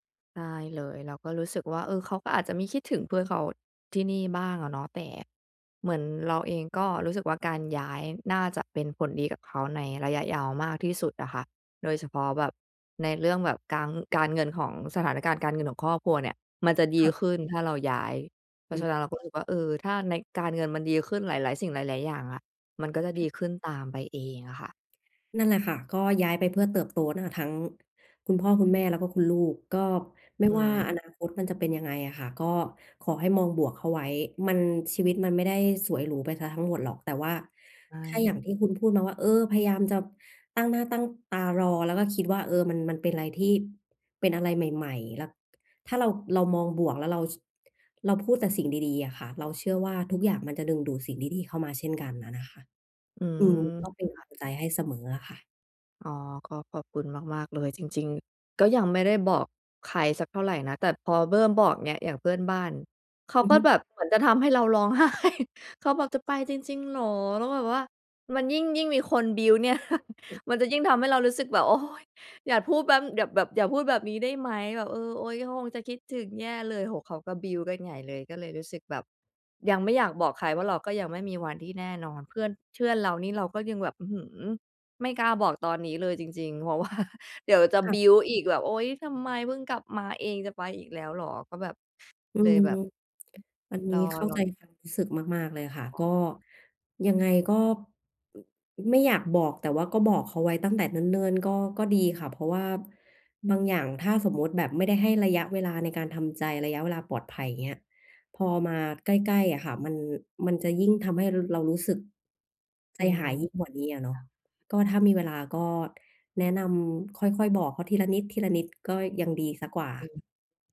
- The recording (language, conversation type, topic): Thai, advice, จะรับมือกับความรู้สึกผูกพันกับที่เดิมอย่างไรเมื่อจำเป็นต้องย้ายไปอยู่ที่ใหม่?
- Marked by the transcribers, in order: "การ" said as "ก๊าง"; tapping; "เริ่ม" said as "เบิ้ม"; laughing while speaking: "ร้องไห้"; in English: "build"; chuckle; in English: "build"; "เชื่อน" said as "เพื่อน"; laughing while speaking: "เพราะว่า"; in English: "build"